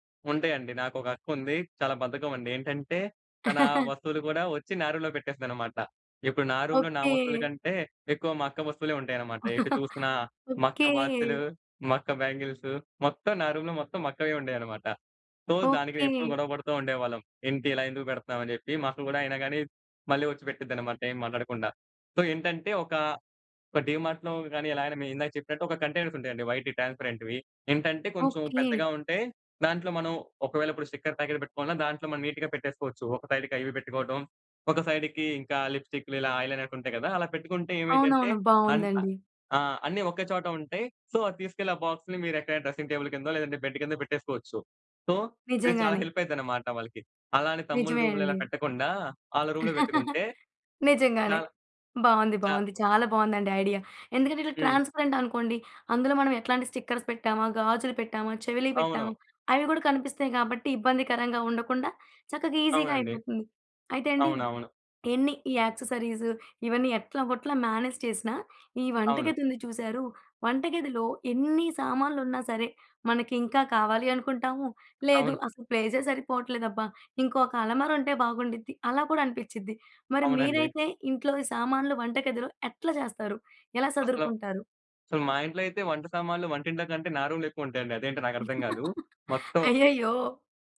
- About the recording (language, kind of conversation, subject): Telugu, podcast, చిన్న బడ్జెట్‌తో ఇంట్లో నిల్వ ఏర్పాటును ఎలా చేసుకుంటారు?
- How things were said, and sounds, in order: chuckle; in English: "రూమ్‌లో"; in English: "రూమ్‌లో"; chuckle; in English: "రూమ్‌లో"; in English: "సో"; in English: "సో"; in English: "కంటైనర్స్"; in English: "వైట్ ట్రాన్స్పరెంట్‌వి"; in English: "స్టిక్కర్ ప్యాకెట్"; in English: "నీట్‌గా"; in English: "సైడ్‌కి"; in English: "సైడ్‌కి"; in English: "ఐ లైనర్స్"; in English: "సో"; in English: "బాక్స్‌ని"; in English: "డ్రెసింగ్ టేబుల్"; in English: "బెడ్"; in English: "సో"; in English: "హెల్ప్"; chuckle; in English: "రూమ్‌లో"; in English: "రూమ్‌లో"; in English: "ట్రాన్స్పరెంట్"; in English: "స్టిక్కర్స్"; in English: "ఈసీగా"; in English: "యాక్సెసరీస్"; in English: "మ్యానేజ్"; in English: "సో"; in English: "రూమ్‌లో"; laugh